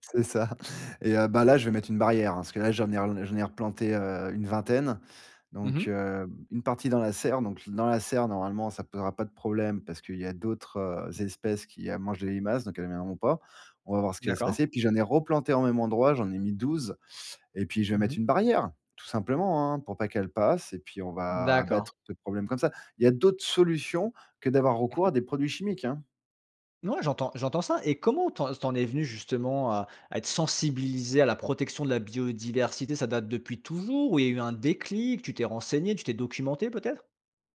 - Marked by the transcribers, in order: laughing while speaking: "ça"; stressed: "barrière"
- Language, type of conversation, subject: French, podcast, Quel geste simple peux-tu faire près de chez toi pour protéger la biodiversité ?